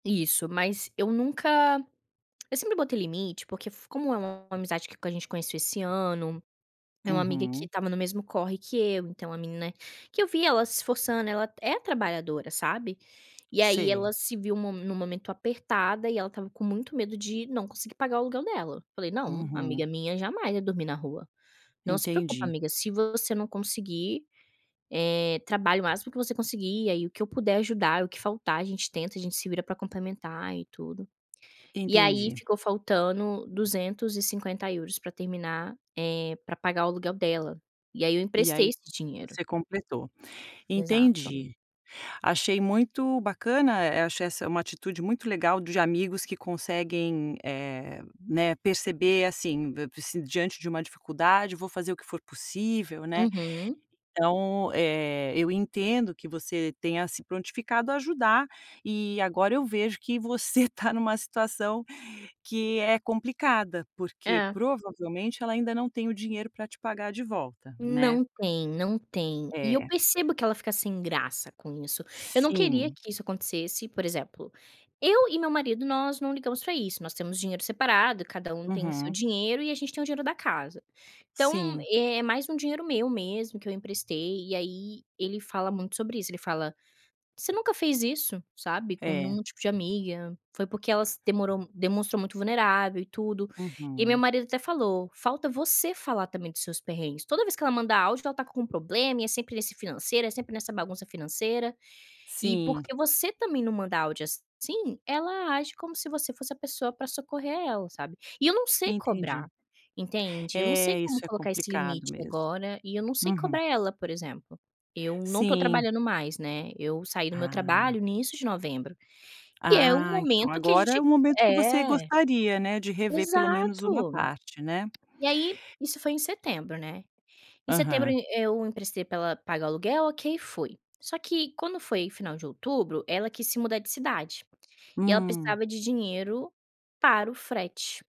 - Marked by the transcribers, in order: tapping
- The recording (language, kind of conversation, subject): Portuguese, advice, Como posso estabelecer limites com um amigo que pede favores demais?